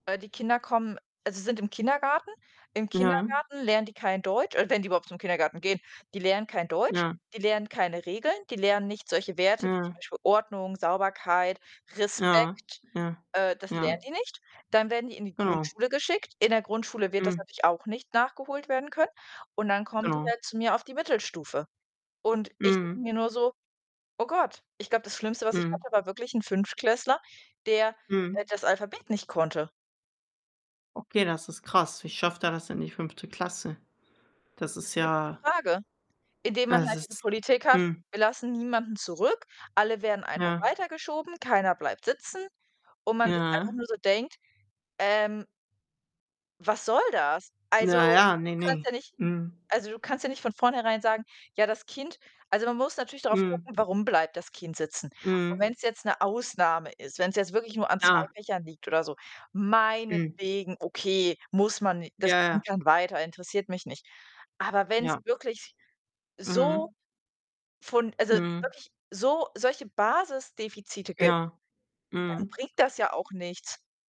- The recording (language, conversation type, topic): German, unstructured, Wie stellst du dir deinen Traumjob vor?
- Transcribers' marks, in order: distorted speech; other background noise